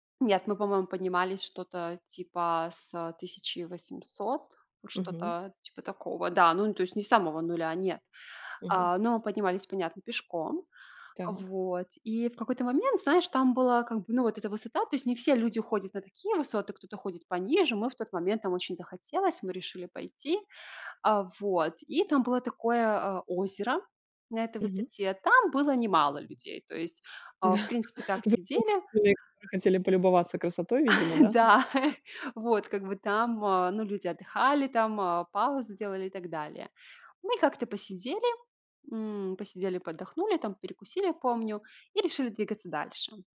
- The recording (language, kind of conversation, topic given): Russian, podcast, Встречал ли ты когда-нибудь попутчика, который со временем стал твоим другом?
- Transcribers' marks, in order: tapping; other background noise; laughing while speaking: "Да"; unintelligible speech; chuckle